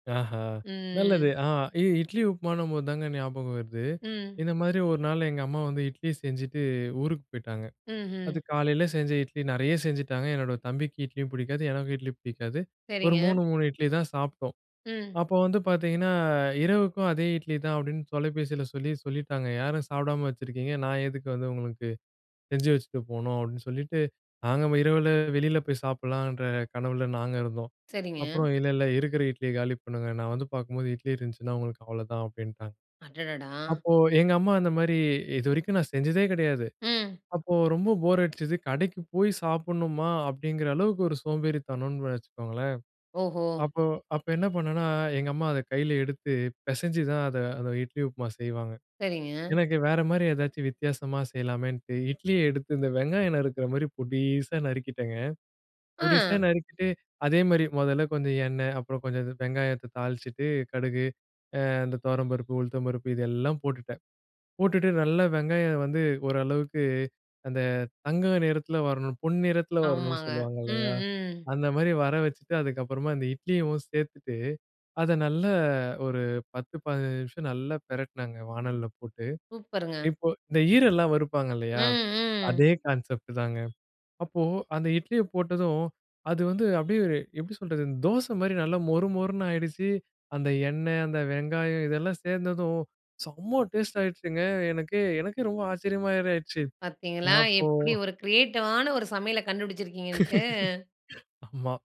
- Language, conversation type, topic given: Tamil, podcast, சமையல் உங்களுக்கு ஓய்வும் மனஅமைதியும் தரும் பழக்கமாக எப்படி உருவானது?
- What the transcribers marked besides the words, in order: drawn out: "ம்"; tapping; in English: "கான்செப்ட்"; in English: "டேஸ்ட்"; in English: "கிரியேட்டிவான"; laugh